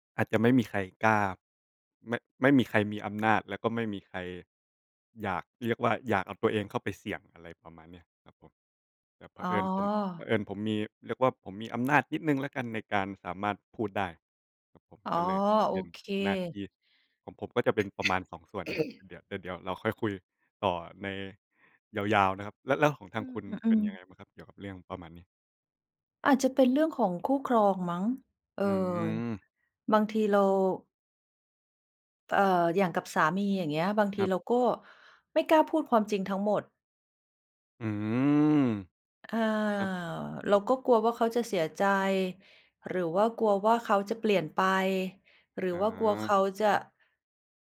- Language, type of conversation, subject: Thai, unstructured, คุณคิดว่าการพูดความจริงแม้จะทำร้ายคนอื่นสำคัญไหม?
- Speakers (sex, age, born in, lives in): female, 45-49, Thailand, Thailand; male, 25-29, Thailand, Thailand
- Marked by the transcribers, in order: tapping; throat clearing